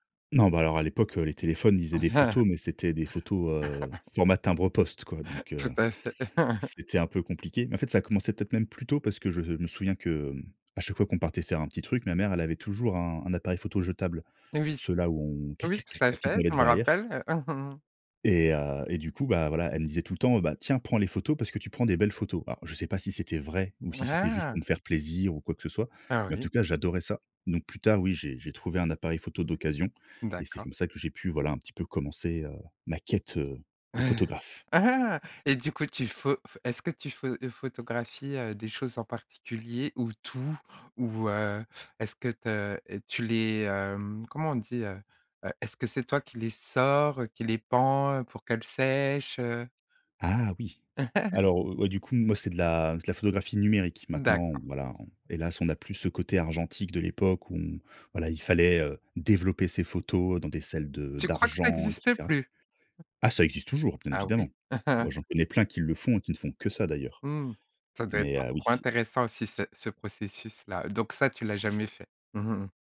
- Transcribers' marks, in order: laugh; put-on voice: "kri kri kri"; laughing while speaking: "Mmh mh"; chuckle; laugh; tapping; chuckle; stressed: "que"
- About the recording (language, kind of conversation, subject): French, podcast, Parle-moi de l’un de tes loisirs créatifs préférés